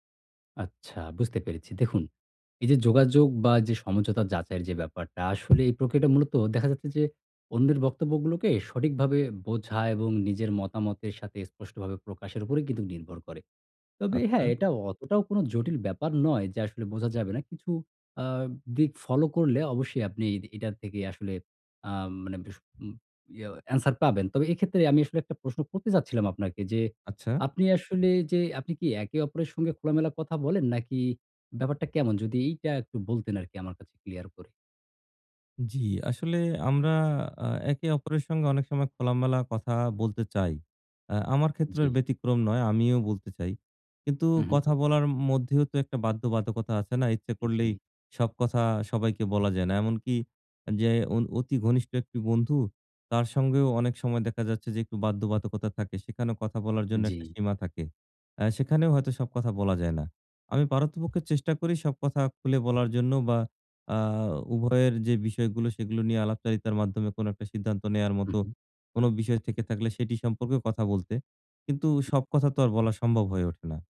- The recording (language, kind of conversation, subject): Bengali, advice, আপনারা কি একে অপরের মূল্যবোধ ও লক্ষ্যগুলো সত্যিই বুঝতে পেরেছেন এবং সেগুলো নিয়ে খোলামেলা কথা বলতে পারেন?
- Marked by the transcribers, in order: tapping